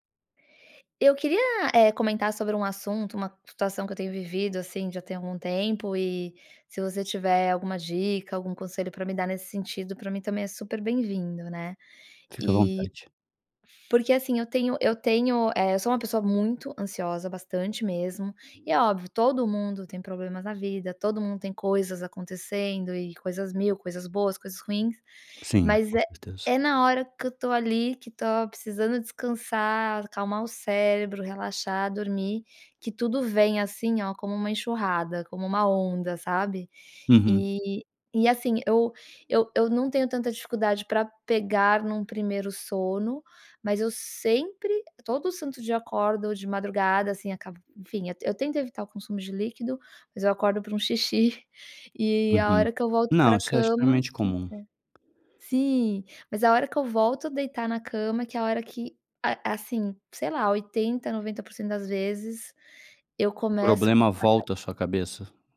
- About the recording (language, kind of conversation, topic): Portuguese, advice, Como lidar com o estresse ou a ansiedade à noite que me deixa acordado até tarde?
- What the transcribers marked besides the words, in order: other noise; chuckle; tapping; unintelligible speech